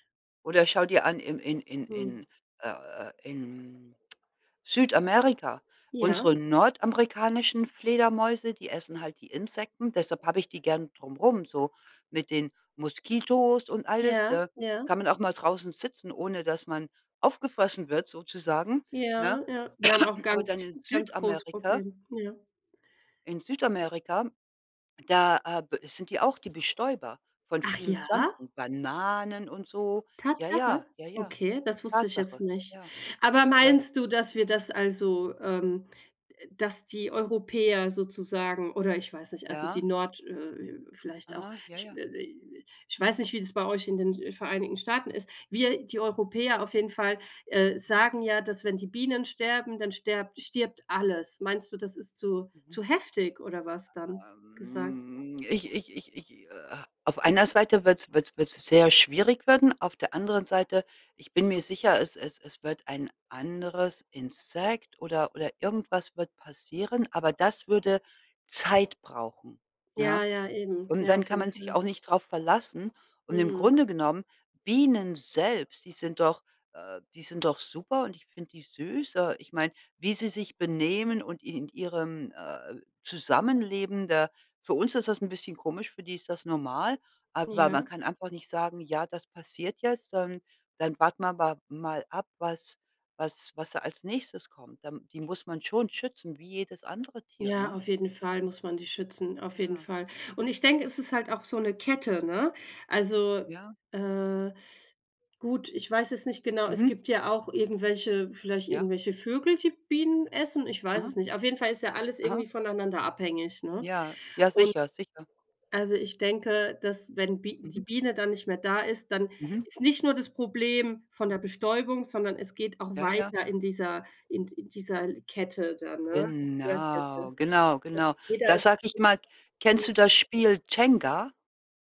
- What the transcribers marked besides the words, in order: other background noise; cough; anticipating: "Ach ja?"; drawn out: "Ähm"; drawn out: "Genau"; other noise
- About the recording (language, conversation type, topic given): German, unstructured, Warum ist es wichtig, Bienen zum Schutz der Umwelt zu erhalten?